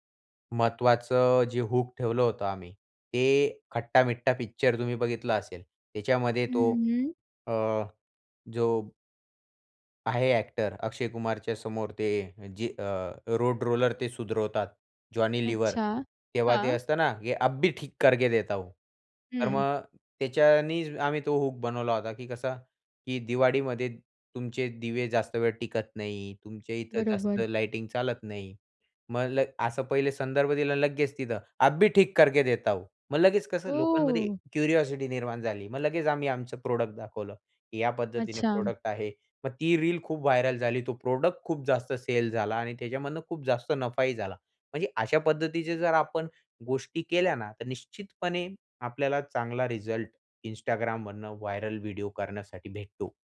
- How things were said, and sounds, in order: in English: "रोड रोलर"; in Hindi: "अभी ठीक करके देता हूँ"; in Hindi: "अभी ठीक करके देता हूँ"; in English: "क्युरिओसिटी"; drawn out: "ओह!"; in English: "प्रॉडक्ट"; in English: "प्रॉडक्ट"; in English: "व्हायरल"; in English: "प्रॉडक्ट"; in English: "व्हायरल"
- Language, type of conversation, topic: Marathi, podcast, लोकप्रिय होण्यासाठी एखाद्या लघुचित्रफितीत कोणत्या गोष्टी आवश्यक असतात?